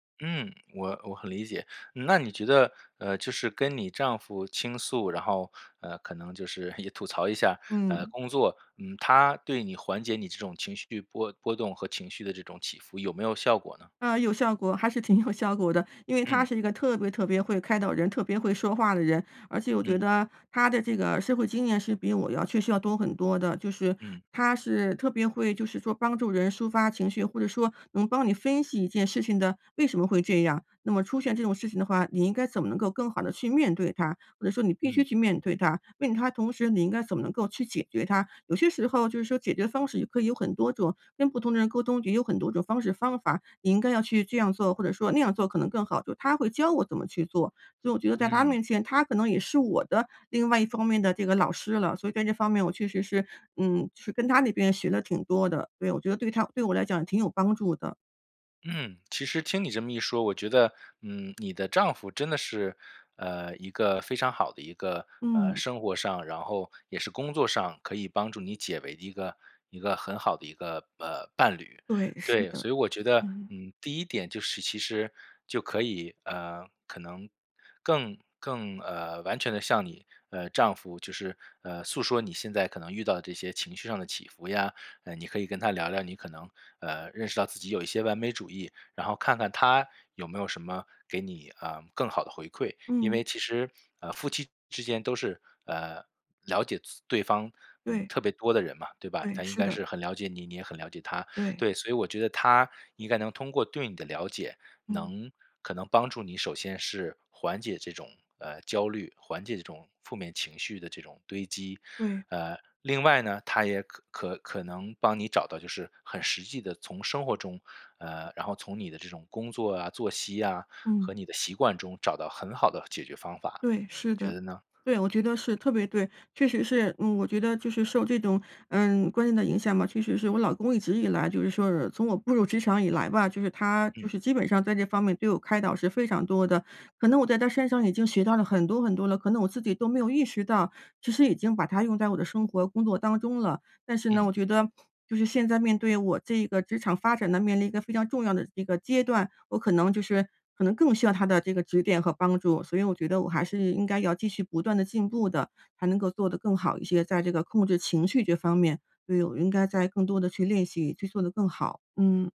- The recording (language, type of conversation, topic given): Chinese, advice, 情绪起伏会影响我的学习专注力吗？
- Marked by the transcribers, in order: laughing while speaking: "挺有"